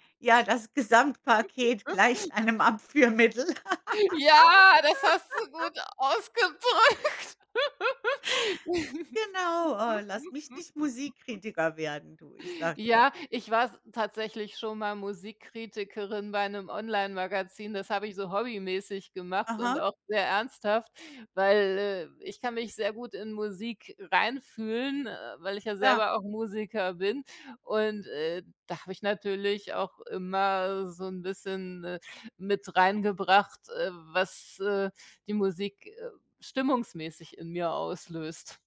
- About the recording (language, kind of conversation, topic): German, unstructured, Wie beeinflusst Musik deine Stimmung im Alltag?
- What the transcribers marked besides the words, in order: giggle; laughing while speaking: "einem Abführmittel"; joyful: "Ja, das hast du gut ausgedrückt"; stressed: "Ja"; laugh; laughing while speaking: "ausgedrückt"; laugh